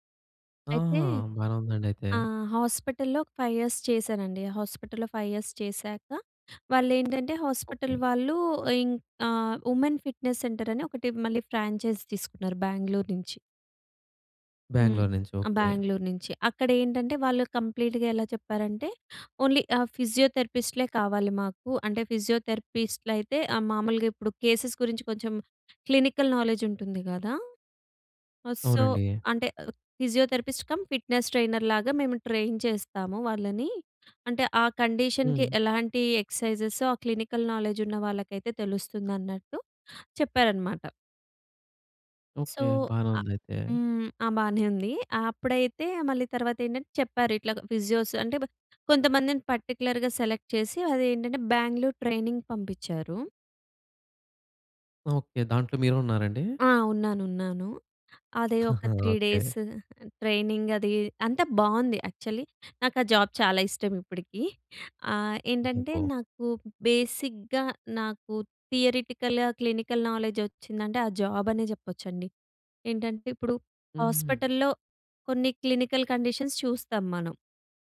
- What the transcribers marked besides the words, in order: tapping; in English: "ఫైవ్ ఇయర్స్"; in English: "ఫైవ్ ఇయర్స్"; other background noise; in English: "ఉమెన్ ఫిట్‍నెస్ సెంటర్"; in English: "ఫ్రాంచైజ్"; in English: "కంప్లీట్‌గా"; in English: "ఓన్లీ"; in English: "కేసెస్"; in English: "క్లినికల్ నాలెడ్జ్"; in English: "సో"; other noise; in English: "ఫిజియోథెరపిస్ట్ కమ్, ఫిట్నెస్ ట్రైనర్"; in English: "ట్రైన్"; in English: "కండిషన్‌కి"; in English: "క్లినికల్ నౌలెడ్జ్"; in English: "సో"; in English: "ఫిజియోస్"; in English: "పర్టిక్యులర్‌గా సెలెక్ట్"; in English: "ట్రైనింగ్‌కి"; chuckle; in English: "త్రీ డేస్ ట్రైనింగ్"; in English: "యాక్చువలి"; in English: "జాబ్"; in English: "బేసిక్‌గా"; in English: "థియరెటికల్‌గా క్లినికల్ నాలెడ్జ్"; in English: "జాబ్"; in English: "క్లినికల్ కండిషన్స్"
- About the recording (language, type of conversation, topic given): Telugu, podcast, ఒక ఉద్యోగం విడిచి వెళ్లాల్సిన సమయం వచ్చిందని మీరు గుర్తించడానికి సహాయపడే సంకేతాలు ఏమేమి?